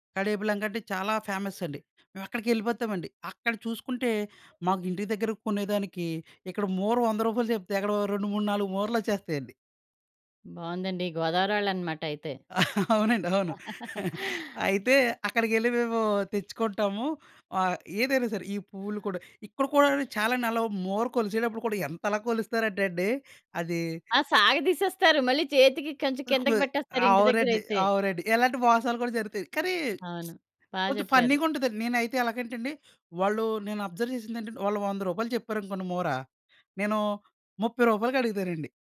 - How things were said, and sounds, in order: in English: "ఫేమస్"; laughing while speaking: "అవునండి. అవును"; giggle; other background noise; lip smack; in English: "అబ్జర్వ్"
- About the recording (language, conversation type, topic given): Telugu, podcast, స్థానిక బజార్‌లో ఒక రోజు ఎలా గడిచింది?
- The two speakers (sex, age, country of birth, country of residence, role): female, 45-49, India, India, host; male, 30-34, India, India, guest